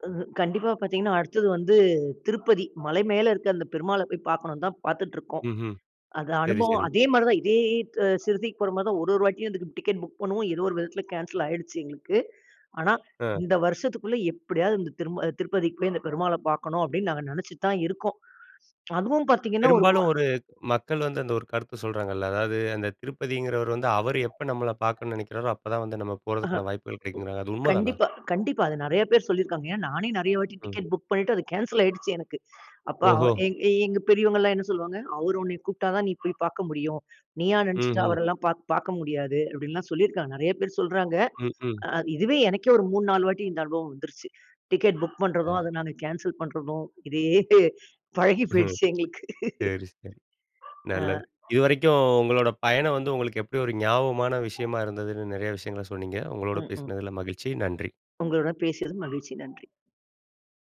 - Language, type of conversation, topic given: Tamil, podcast, ஒரு பயணம் திடீரென மறக்க முடியாத நினைவாக மாறிய அனுபவம் உங்களுக்குண்டா?
- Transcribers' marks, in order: dog barking; "சிரடிக்கு" said as "சிறுதிக்கு"; in English: "டிக்கெட் புக்"; in English: "கேன்சல்"; other background noise; in English: "டிக்கெட் புக்"; in English: "கேன்சல்"; in English: "டிக்கெட் புக்"; laughing while speaking: "ஹ்ம். சரி, சரி. நல்லது"; in English: "கேன்சல்"; laughing while speaking: "இதே பழகி போய்டுச்சு எங்களுக்கு"